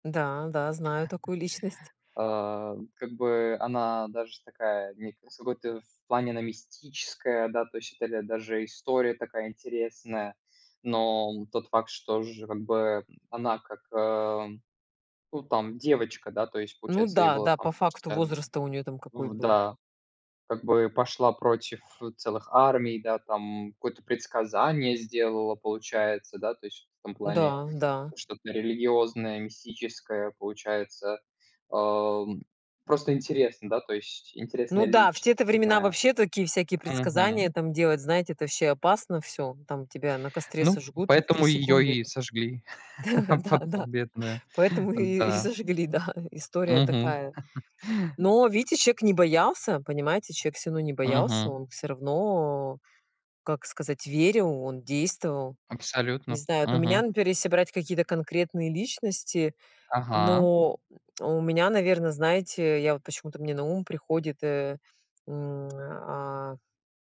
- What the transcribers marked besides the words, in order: chuckle; tapping; chuckle; laughing while speaking: "а потом бедную"; laughing while speaking: "Да-да, поэтому и и сожгли, да, ы и история такая"; chuckle; tsk
- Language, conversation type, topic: Russian, unstructured, Какие исторические события вдохновляют вас мечтать о будущем?